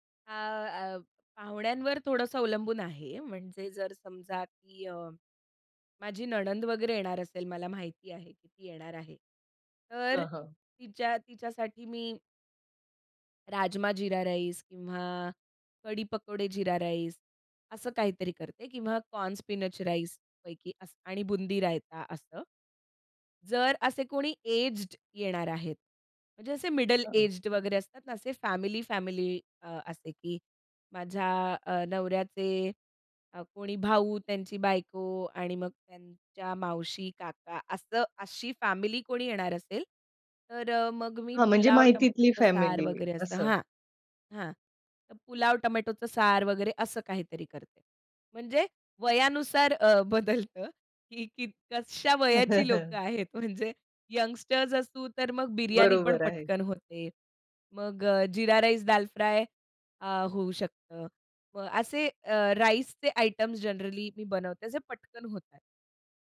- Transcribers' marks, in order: in English: "कॉर्न स्पिनच"; in English: "एज्ड"; in English: "एज्ड"; laughing while speaking: "बदलतं की की कशा वयाची लोकं आहेत"; chuckle; in English: "यंगस्टर्स"
- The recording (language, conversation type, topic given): Marathi, podcast, मेहमान आले तर तुम्ही काय खास तयार करता?